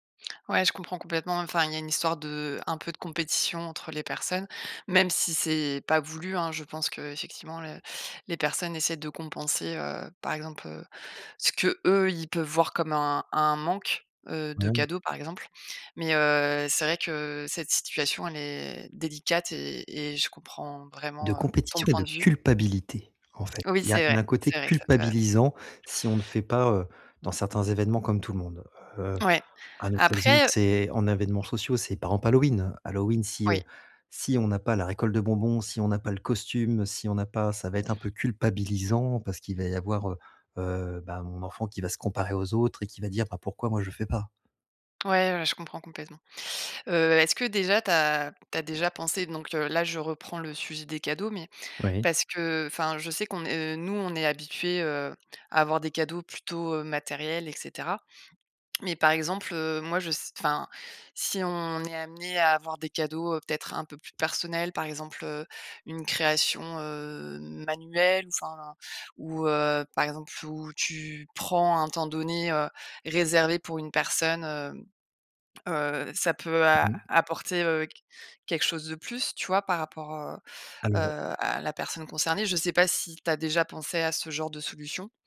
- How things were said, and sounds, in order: tapping; stressed: "eux"; stressed: "culpabilité"
- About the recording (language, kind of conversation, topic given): French, advice, Comment gérer la pression sociale de dépenser pour des événements sociaux ?